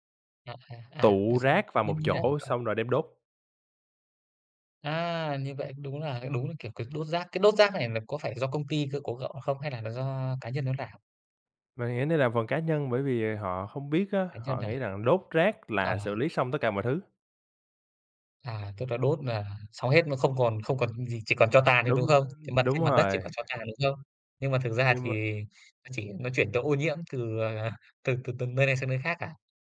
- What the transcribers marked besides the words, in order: tapping
- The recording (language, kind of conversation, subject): Vietnamese, unstructured, Bạn nghĩ gì về tình trạng ô nhiễm không khí hiện nay?